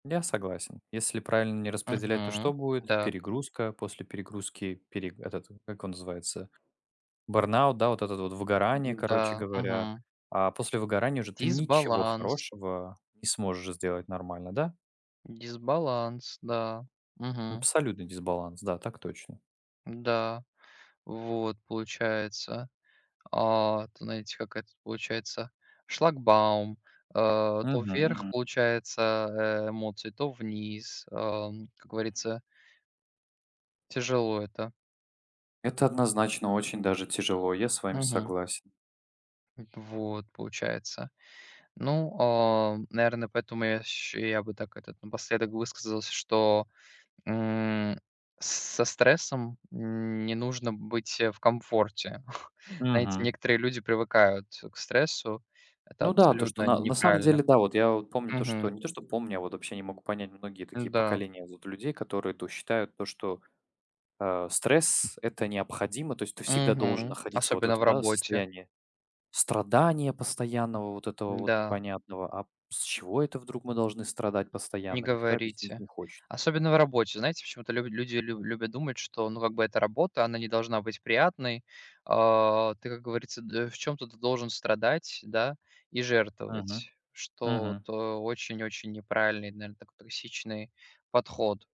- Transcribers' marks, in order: in English: "барнаут"; "бёрнаут" said as "барнаут"; tapping; other background noise; chuckle
- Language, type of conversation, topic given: Russian, unstructured, Почему учёба иногда вызывает стресс?